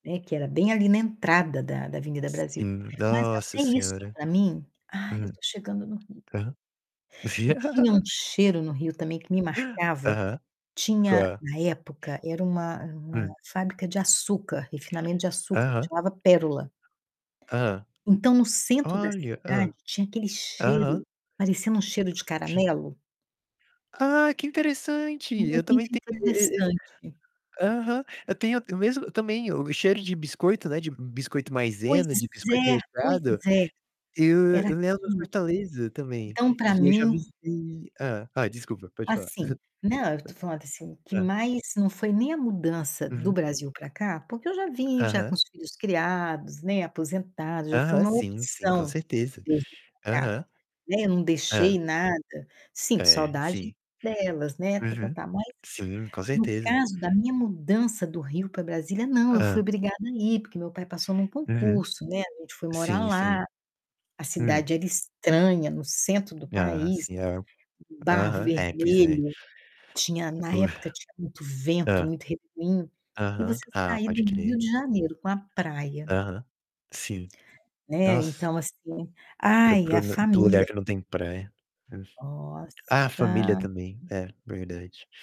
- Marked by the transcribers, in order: tapping; distorted speech; static; laugh; unintelligible speech; chuckle; other background noise; unintelligible speech; drawn out: "Nossa"
- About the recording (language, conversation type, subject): Portuguese, unstructured, Você já teve que se despedir de um lugar que amava? Como foi?